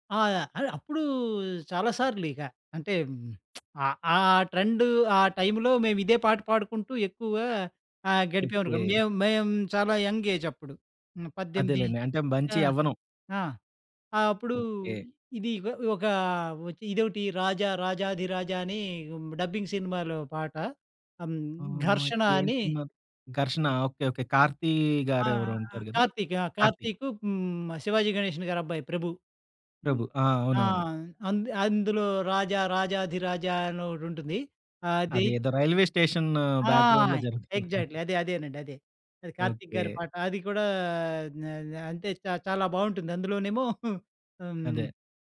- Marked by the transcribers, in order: lip smack; in English: "యంగ్ ఏజ్"; in English: "డబ్బింగ్"; in English: "రైల్వే స్టేషన్ బ్యాక్‌గ్రౌండ్‌లో"; in English: "ఎగ్జాక్ట్‌లీ"
- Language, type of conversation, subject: Telugu, podcast, పాత పాటలు మిమ్మల్ని ఎప్పుడు గత జ్ఞాపకాలలోకి తీసుకెళ్తాయి?